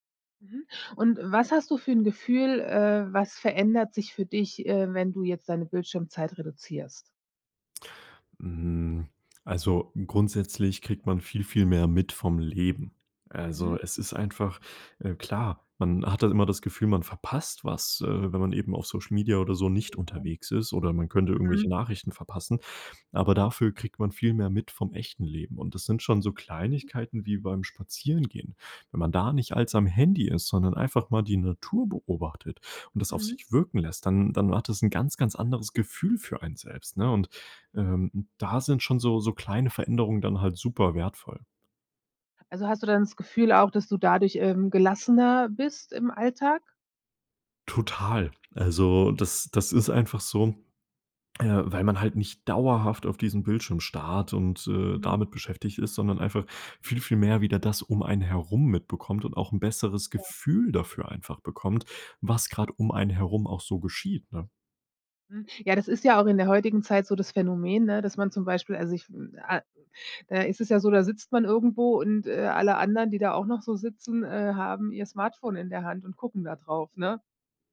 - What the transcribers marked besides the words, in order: other background noise
- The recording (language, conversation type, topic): German, podcast, Wie gehst du mit deiner täglichen Bildschirmzeit um?